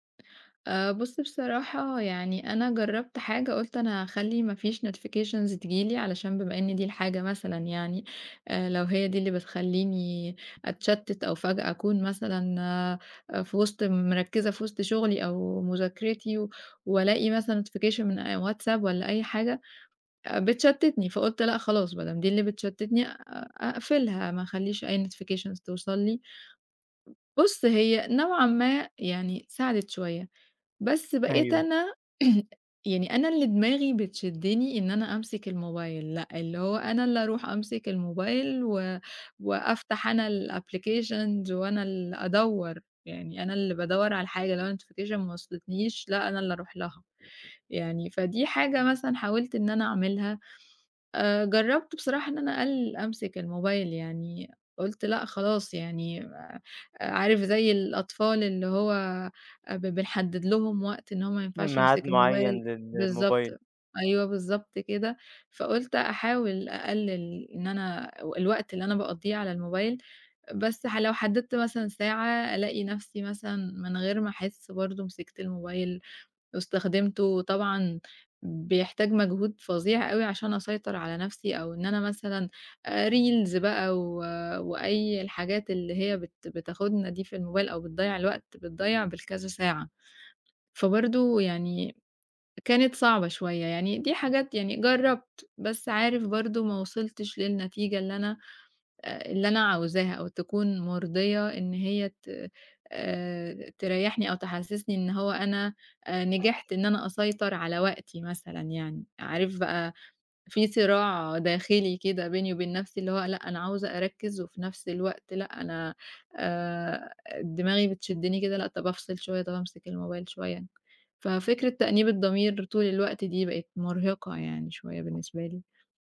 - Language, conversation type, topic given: Arabic, advice, إزاي الموبايل والسوشيال ميديا بيشتتوك وبيأثروا على تركيزك؟
- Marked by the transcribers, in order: tapping; in English: "notifications"; in English: "notification"; in English: "notifications"; other noise; throat clearing; in English: "الapplications"; other background noise; in English: "notification"; in English: "Reels"